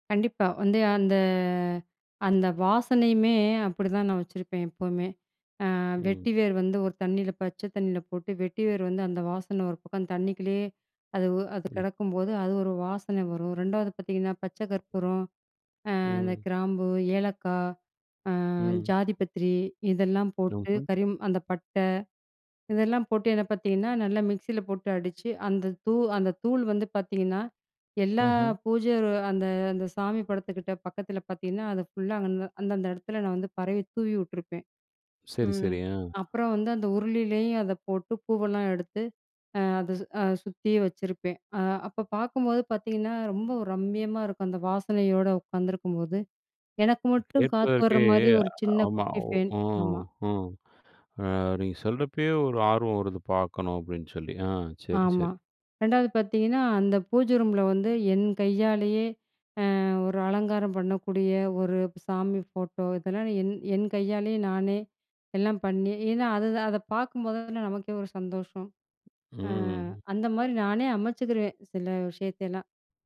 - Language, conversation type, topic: Tamil, podcast, வீட்டில் உங்களுக்கு தனியாக இருக்க ஒரு இடம் உள்ளதா, அது உங்களுக்கு எவ்வளவு தேவை?
- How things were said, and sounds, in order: drawn out: "அந்த"; other noise; other background noise